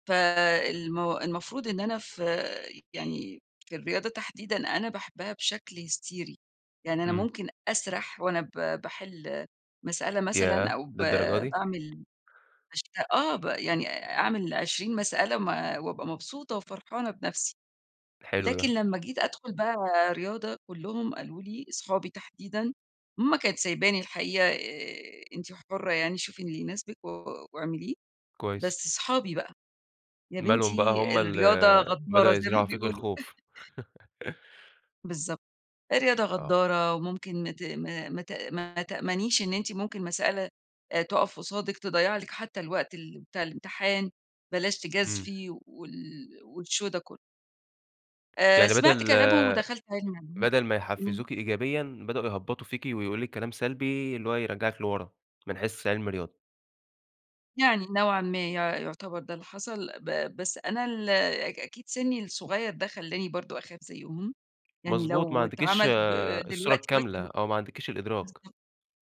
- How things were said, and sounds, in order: horn; tapping; other background noise; laugh; in English: "والshow"; unintelligible speech
- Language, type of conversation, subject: Arabic, podcast, إيه التجربة اللي خلّتك تسمع لنفسك الأول؟